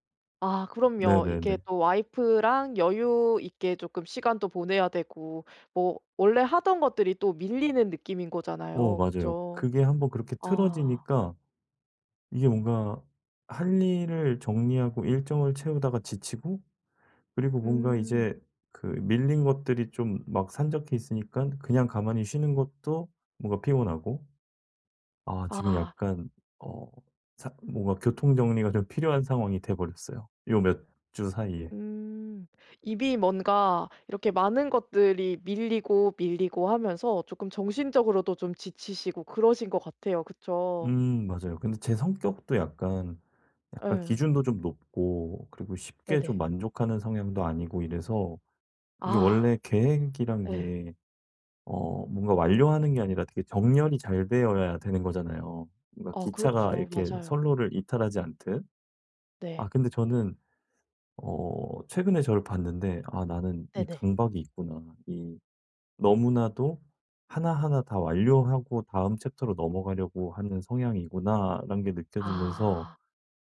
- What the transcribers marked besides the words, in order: in English: "챕터로"
- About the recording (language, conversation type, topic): Korean, advice, 주말에 계획을 세우면서도 충분히 회복하려면 어떻게 하면 좋을까요?